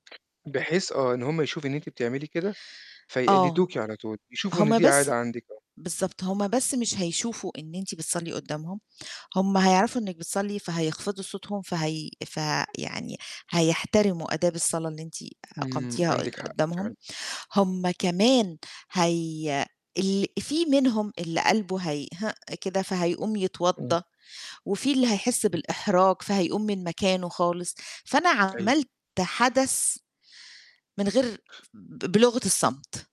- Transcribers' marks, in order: other background noise; static; distorted speech; tapping
- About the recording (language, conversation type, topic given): Arabic, podcast, إيه أكتر قيمة تحب تسيبها للأجيال الجاية؟